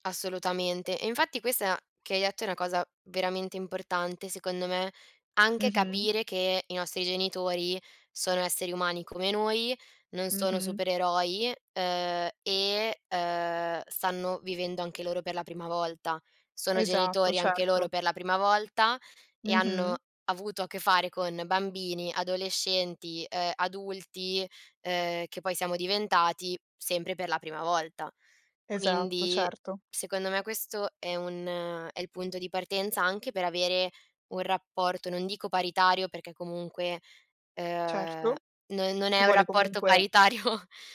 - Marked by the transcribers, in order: dog barking; other background noise; laughing while speaking: "paritario"
- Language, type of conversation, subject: Italian, podcast, Come si costruisce la fiducia tra i membri della famiglia?